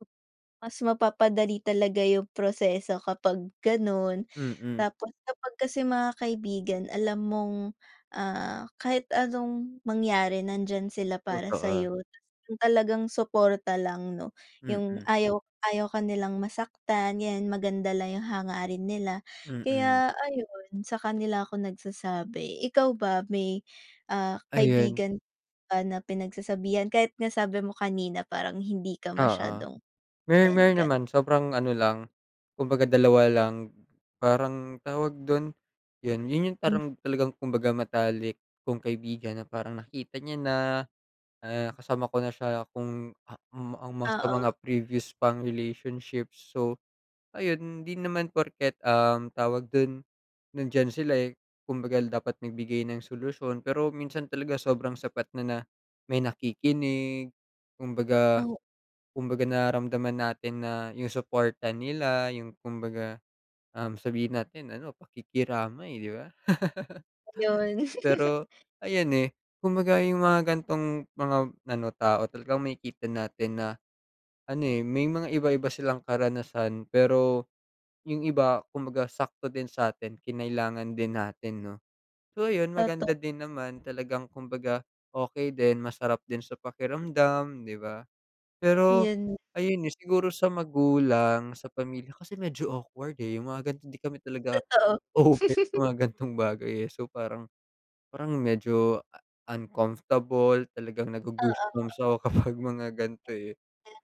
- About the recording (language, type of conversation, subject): Filipino, unstructured, Paano mo tinutulungan ang iyong sarili na makapagpatuloy sa kabila ng sakit?
- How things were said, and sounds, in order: fan; chuckle; chuckle